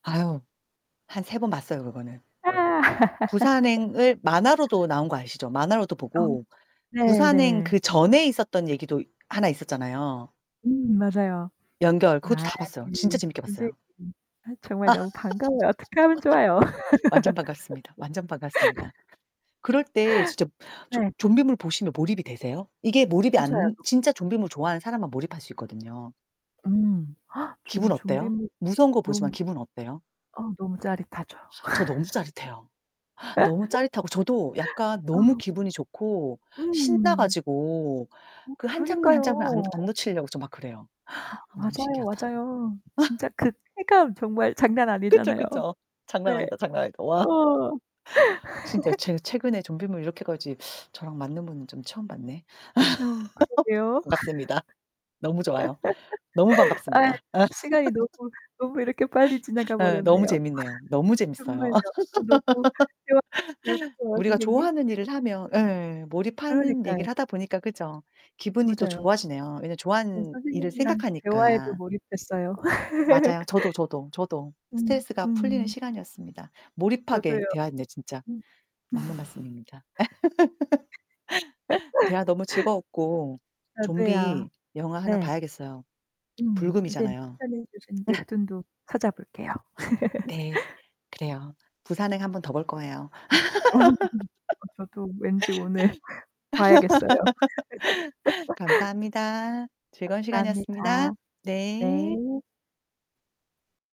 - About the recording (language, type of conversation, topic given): Korean, unstructured, 좋아하는 일에 몰입할 때 기분이 어떤가요?
- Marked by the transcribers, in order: other background noise; laugh; tapping; distorted speech; laugh; laugh; unintelligible speech; gasp; laugh; laugh; laugh; laugh; laugh; laugh; laugh; laugh; laugh; laugh; laugh; laughing while speaking: "오늘"; laugh; laugh